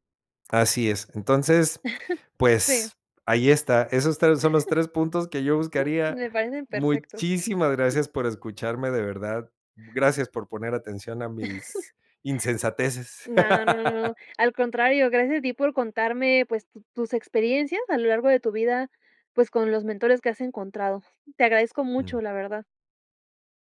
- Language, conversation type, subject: Spanish, podcast, ¿Qué esperas de un buen mentor?
- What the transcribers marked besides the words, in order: chuckle; chuckle; other noise; chuckle; laugh